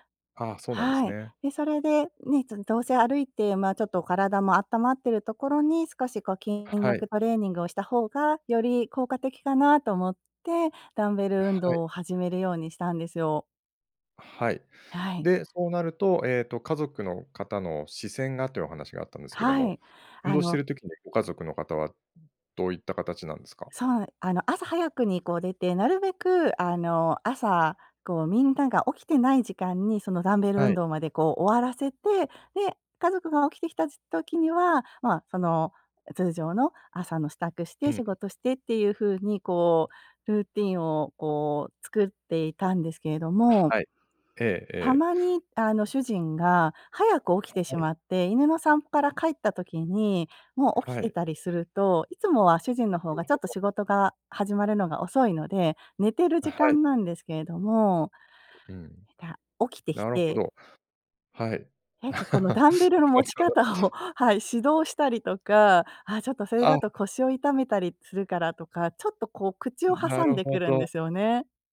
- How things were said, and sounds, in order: other background noise; other noise; tapping; laugh; laughing while speaking: "なるほど"
- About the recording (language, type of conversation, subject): Japanese, advice, 家族の都合で運動を優先できないとき、どうすれば運動の時間を確保できますか？